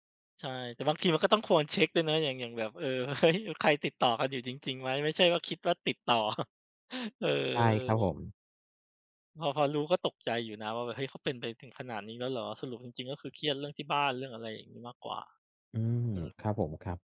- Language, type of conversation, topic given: Thai, unstructured, คุณคิดว่าสิ่งใดสำคัญที่สุดในมิตรภาพ?
- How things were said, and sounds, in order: laughing while speaking: "เฮ้ย"; chuckle